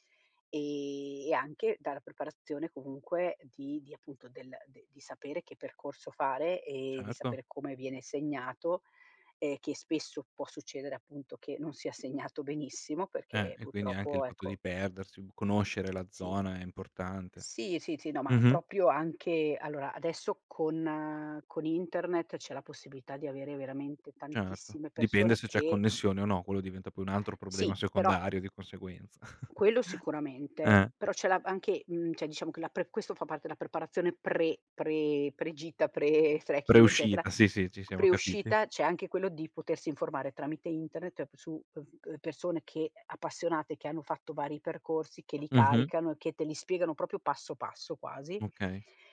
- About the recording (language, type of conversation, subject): Italian, podcast, Raccontami del tuo hobby preferito: come ci sei arrivato?
- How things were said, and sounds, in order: "sì" said as "zì"; other background noise; chuckle; "cioè" said as "ceh"; "della" said as "ela"; tapping; "proprio" said as "propio"